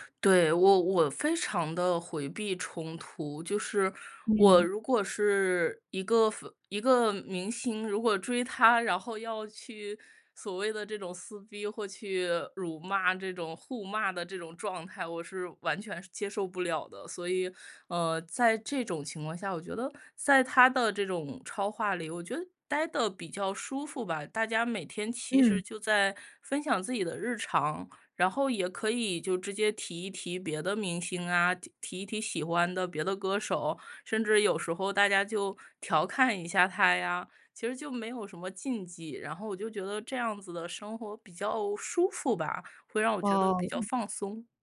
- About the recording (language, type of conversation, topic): Chinese, podcast, 你能和我们分享一下你的追星经历吗？
- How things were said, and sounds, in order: none